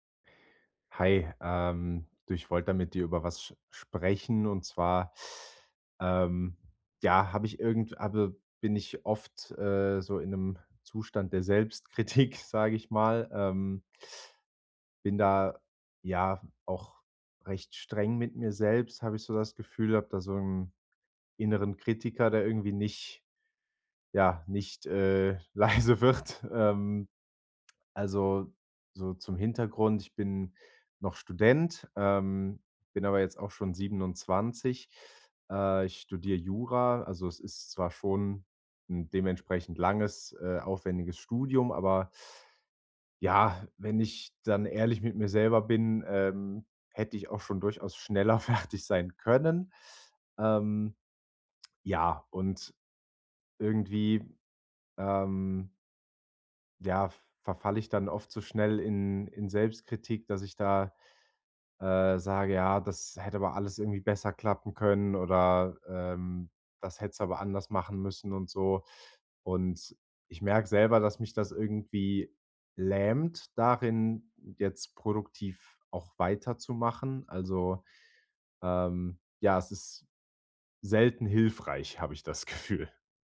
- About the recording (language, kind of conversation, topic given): German, advice, Wie kann ich meinen inneren Kritiker leiser machen und ihn in eine hilfreiche Stimme verwandeln?
- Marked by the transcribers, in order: laughing while speaking: "Selbstkritik"; laughing while speaking: "leise wird"; laughing while speaking: "schneller fertig"; laughing while speaking: "Gefühl"